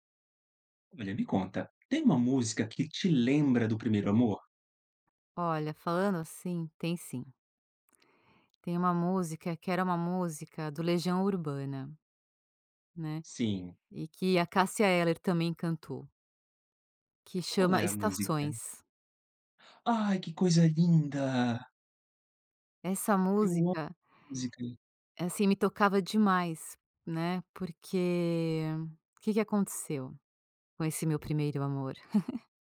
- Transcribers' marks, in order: unintelligible speech; chuckle
- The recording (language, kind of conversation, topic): Portuguese, podcast, Tem alguma música que te lembra o seu primeiro amor?